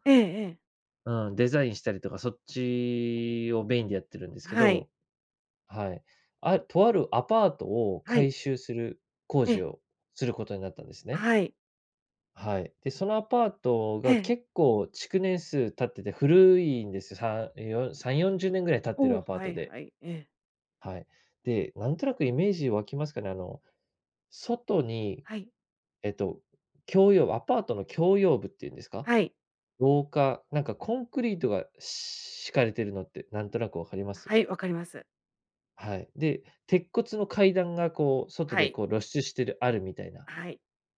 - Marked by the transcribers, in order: none
- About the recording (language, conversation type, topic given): Japanese, podcast, 最近、自分について新しく気づいたことはありますか？